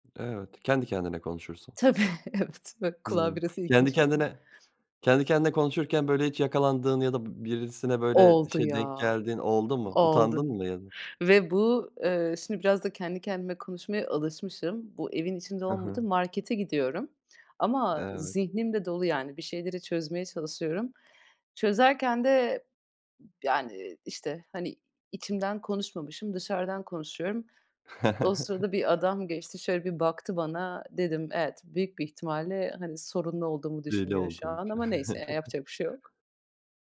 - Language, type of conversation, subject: Turkish, podcast, Özgüvenini artırmak için uyguladığın küçük tüyolar neler?
- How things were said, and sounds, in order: laughing while speaking: "evet"; other background noise; tapping; chuckle; unintelligible speech; chuckle